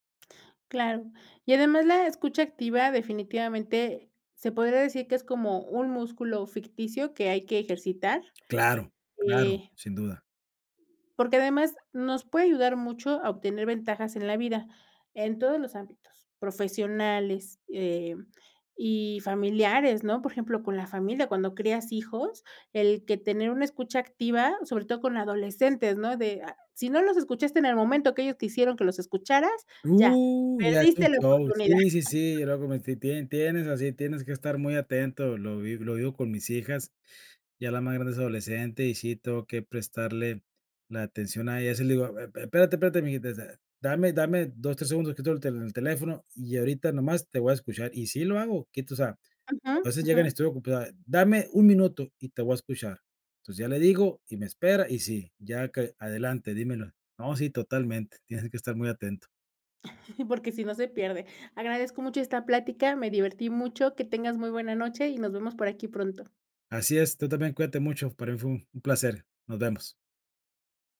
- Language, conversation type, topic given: Spanish, podcast, ¿Cómo usar la escucha activa para fortalecer la confianza?
- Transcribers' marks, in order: tapping; drawn out: "Uh"; chuckle; other background noise; laugh